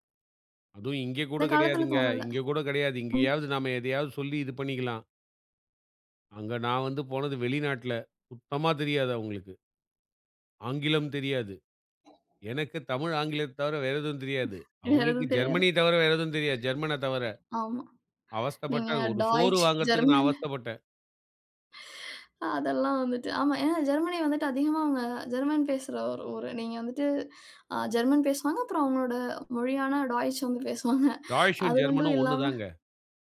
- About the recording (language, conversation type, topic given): Tamil, podcast, புதிய இடத்துக்குச் சென்றபோது புதிய நண்பர்களை எப்படி உருவாக்கலாம்?
- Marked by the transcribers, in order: other noise; laughing while speaking: "வேற எதுவும் தெரியாது"; in English: "ஜெர்மன"; in English: "டாய்ச் ஜெர்மன்"; laughing while speaking: "ஜெர்மன்"; laughing while speaking: "அதெல்லாம் வந்துட்டு"; in English: "ஜெர்மன்"; in English: "ஜெர்மன்"; in English: "டாய்ச்"; laughing while speaking: "வந்து பேசுவாங்க"; in English: "டாய்ச்சு ஜெர்மன்"